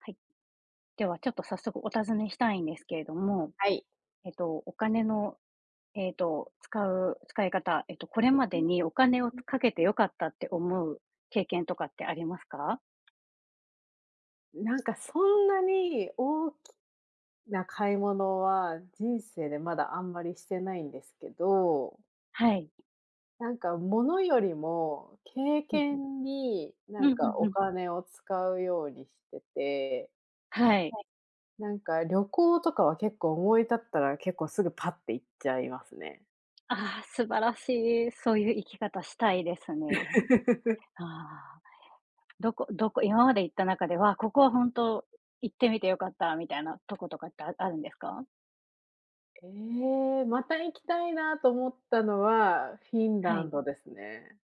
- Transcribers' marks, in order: other background noise; laugh
- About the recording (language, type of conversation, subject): Japanese, unstructured, お金の使い方で大切にしていることは何ですか？